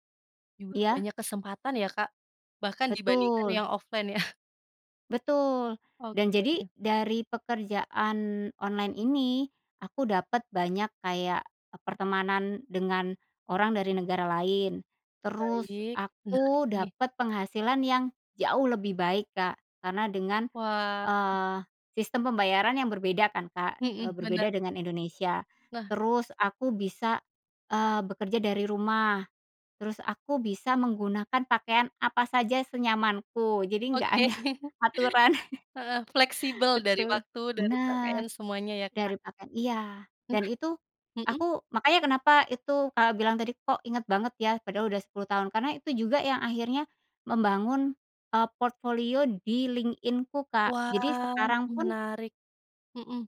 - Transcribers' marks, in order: in English: "offline"; laughing while speaking: "ada aturan"; chuckle
- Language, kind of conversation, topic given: Indonesian, podcast, Bisa ceritakan momen kegagalan yang justru membuatmu tumbuh?